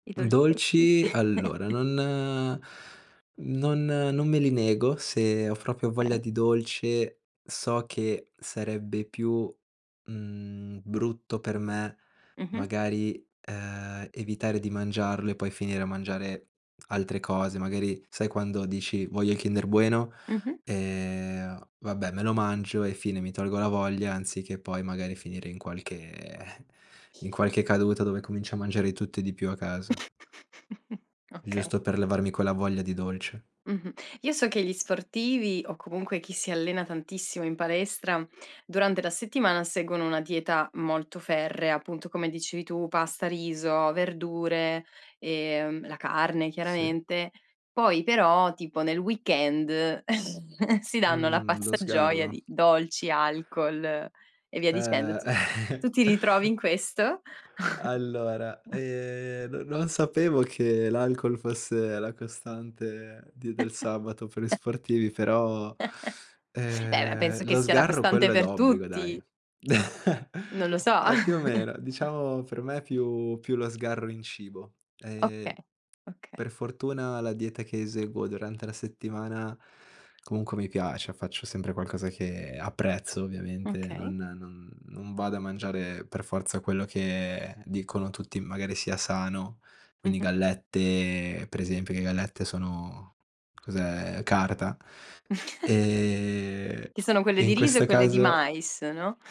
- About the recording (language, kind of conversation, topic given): Italian, podcast, Come gestisci i cali di energia nel pomeriggio?
- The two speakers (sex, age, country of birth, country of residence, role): female, 35-39, Latvia, Italy, host; male, 25-29, Italy, Italy, guest
- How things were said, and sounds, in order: chuckle; chuckle; chuckle; other background noise; chuckle; chuckle; chuckle; chuckle; chuckle; chuckle; giggle